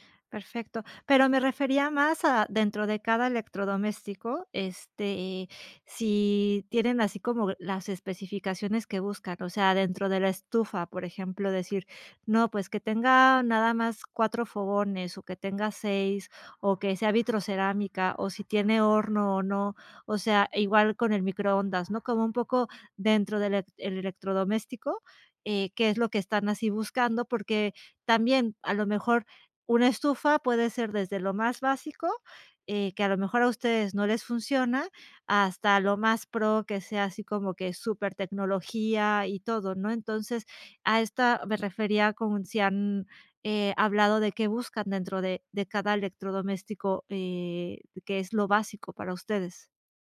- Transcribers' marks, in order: none
- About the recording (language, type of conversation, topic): Spanish, advice, ¿Cómo puedo encontrar productos con buena relación calidad-precio?